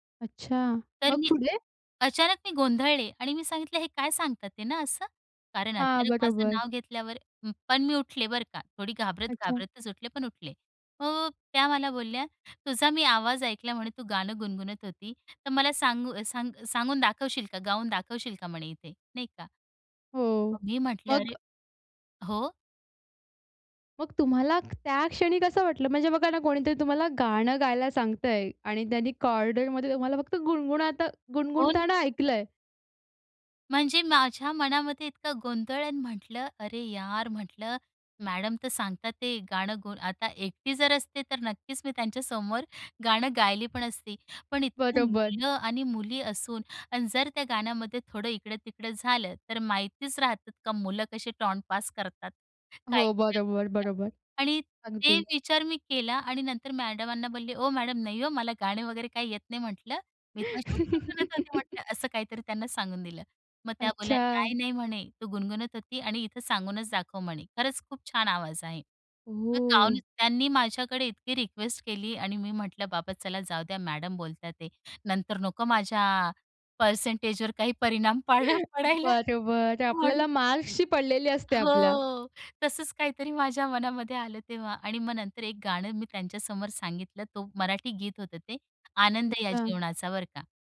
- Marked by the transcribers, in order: tapping; in English: "कॉरिडॉरमध्ये"; other background noise; laughing while speaking: "त्यांच्यासमोर गाणं गायले पण असते"; in English: "टॉण्ट"; laugh; surprised: "ओह!"; in English: "रिक्वेस्ट"; laughing while speaking: "काही परिणाम पाड पडायला म्हणून"; chuckle; laughing while speaking: "हो. तसंच काहीतरी माझ्या मनामध्ये आलं तेव्हा"; drawn out: "हो"
- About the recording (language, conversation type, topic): Marathi, podcast, संगीताने तुमची ओळख कशी घडवली?